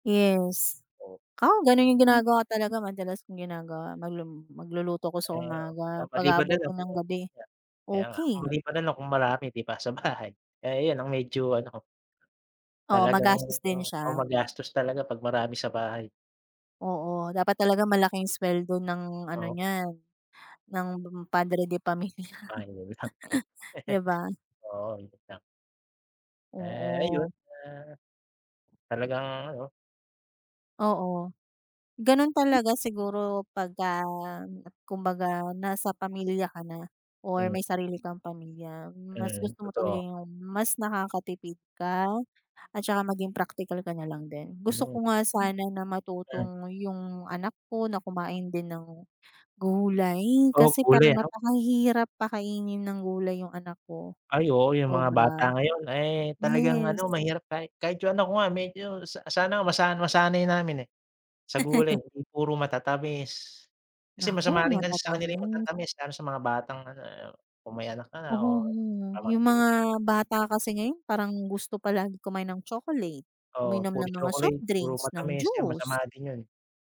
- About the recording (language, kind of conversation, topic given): Filipino, unstructured, Ano ang pananaw mo sa pag-aaksaya ng pagkain sa bahay, bakit mahalagang matutong magluto kahit simple lang, at paano mo haharapin ang patuloy na pagtaas ng presyo ng pagkain?
- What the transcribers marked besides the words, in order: unintelligible speech; other background noise; chuckle; unintelligible speech; chuckle